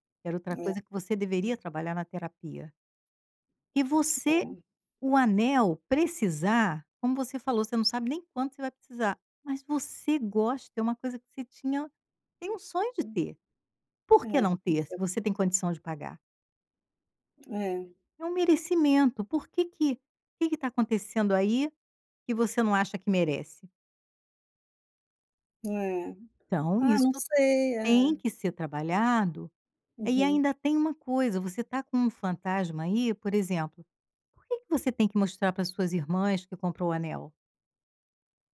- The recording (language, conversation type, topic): Portuguese, advice, Como lidar com a culpa depois de comprar algo caro sem necessidade?
- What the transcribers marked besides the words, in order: tapping